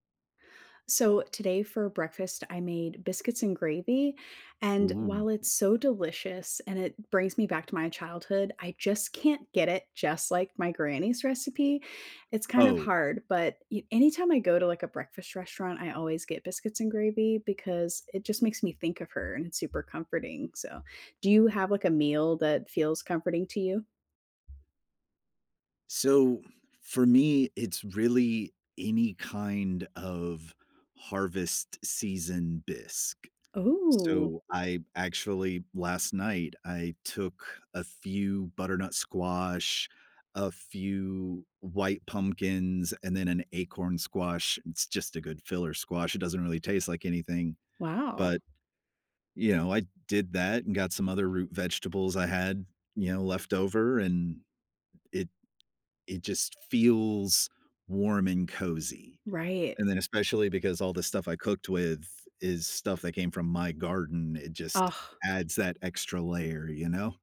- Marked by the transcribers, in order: other background noise
- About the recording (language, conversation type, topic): English, unstructured, How can I make a meal feel more comforting?